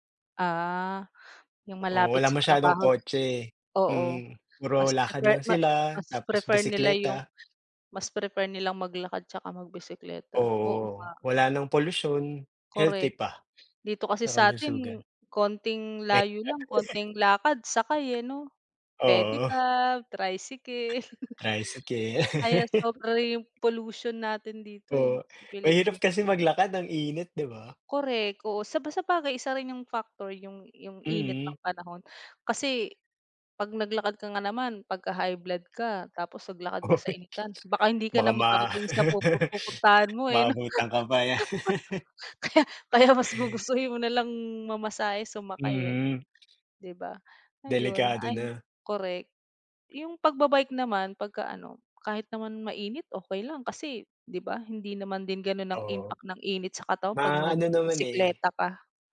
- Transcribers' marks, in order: other background noise; tapping; laugh; chuckle; laugh; laugh; laugh
- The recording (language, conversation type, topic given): Filipino, unstructured, Ano ang opinyon mo tungkol sa paglalakad kumpara sa pagbibisikleta?